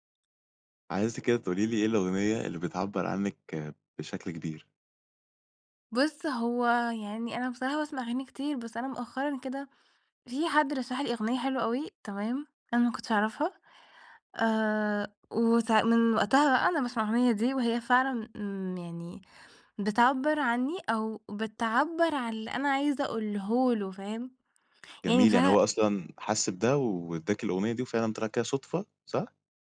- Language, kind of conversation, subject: Arabic, podcast, أنهي أغنية بتحسّ إنها بتعبّر عنك أكتر؟
- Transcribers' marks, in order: none